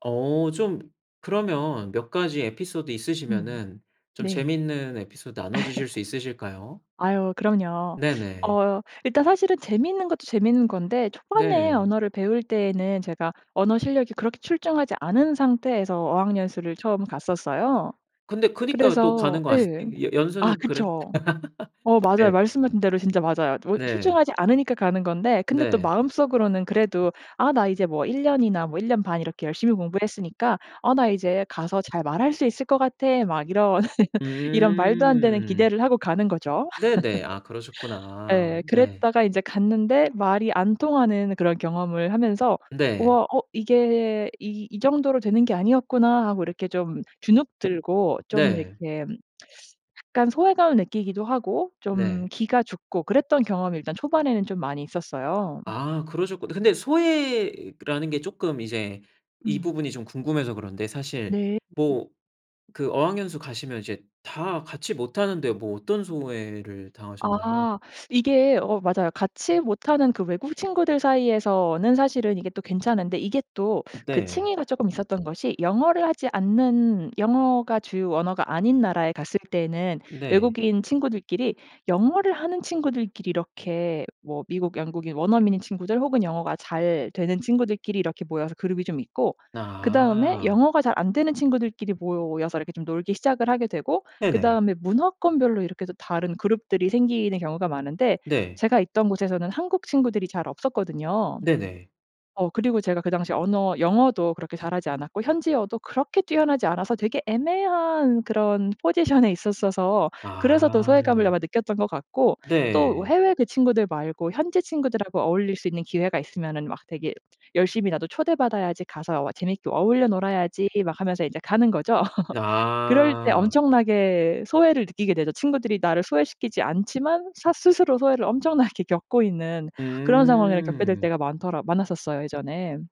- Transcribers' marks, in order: tapping; other background noise; laugh; laugh; laugh; laugh; teeth sucking; laugh
- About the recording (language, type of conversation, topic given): Korean, podcast, 언어나 이름 때문에 소외감을 느껴본 적이 있나요?